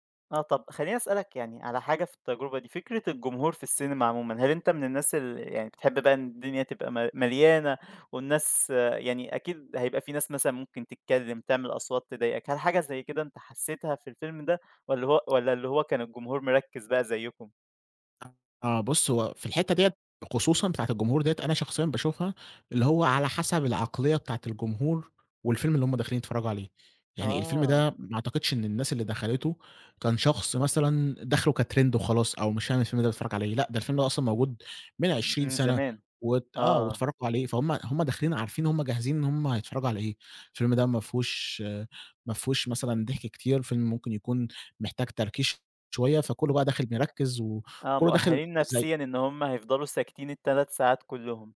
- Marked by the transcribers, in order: tapping; in English: "كTrend"
- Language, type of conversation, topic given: Arabic, podcast, تحب تحكيلنا عن تجربة في السينما عمرك ما تنساها؟